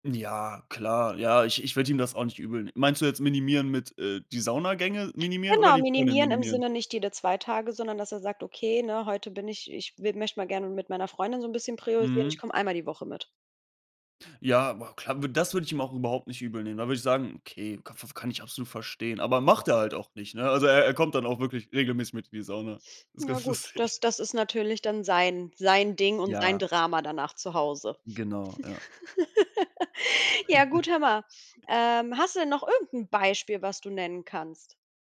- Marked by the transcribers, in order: other background noise; laughing while speaking: "lustig"; laugh; chuckle
- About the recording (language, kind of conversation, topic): German, podcast, Wie pflegst du Freundschaften, wenn alle sehr beschäftigt sind?